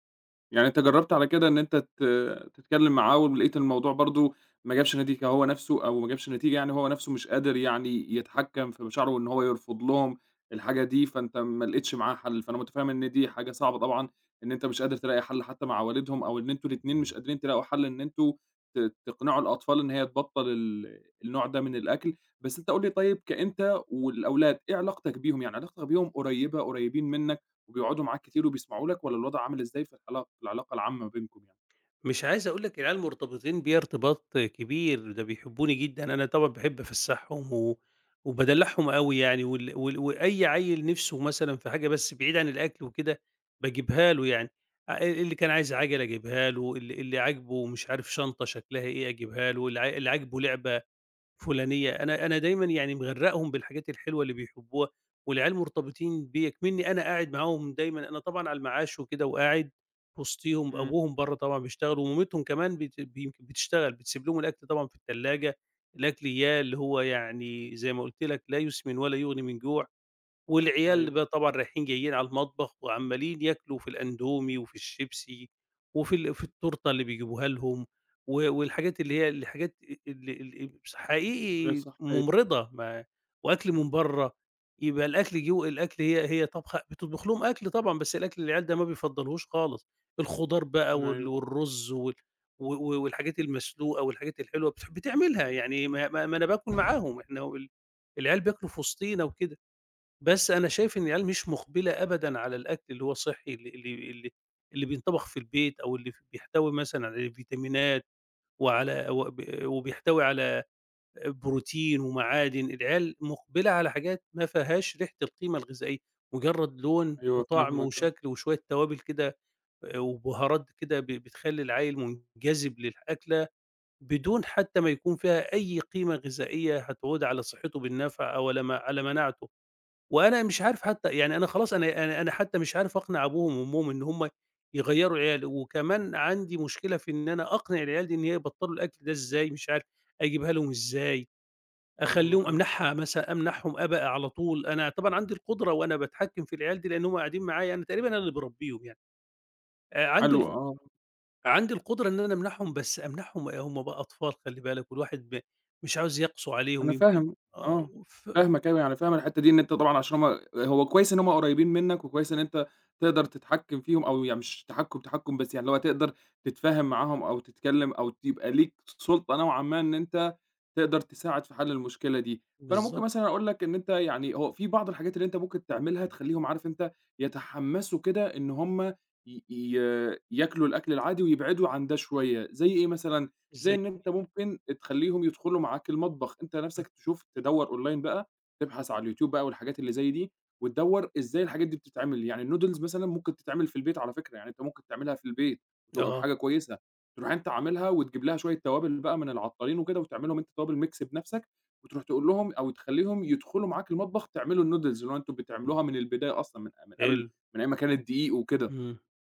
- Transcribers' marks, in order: other background noise; in English: "online"; in English: "الnoodles"; in English: "mix"; in English: "الnoodles"
- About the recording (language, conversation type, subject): Arabic, advice, إزاي أقنع الأطفال يجرّبوا أكل صحي جديد؟